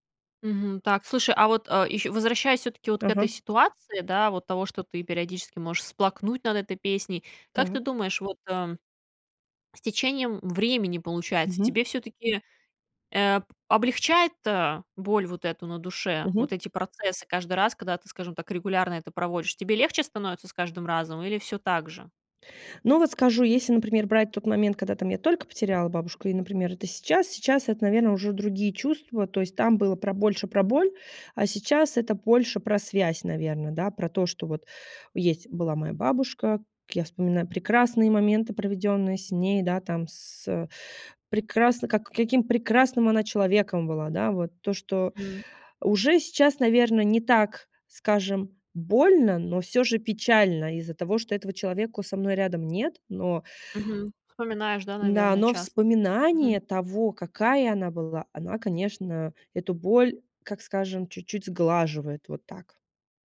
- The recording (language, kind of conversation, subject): Russian, podcast, Какая песня заставляет тебя плакать и почему?
- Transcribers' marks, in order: tapping; other background noise